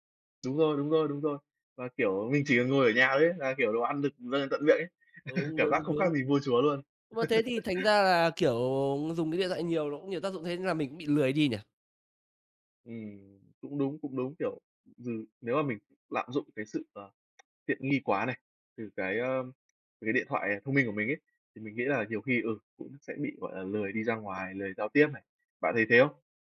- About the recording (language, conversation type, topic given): Vietnamese, unstructured, Làm thế nào điện thoại thông minh ảnh hưởng đến cuộc sống hằng ngày của bạn?
- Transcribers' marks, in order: tapping; laugh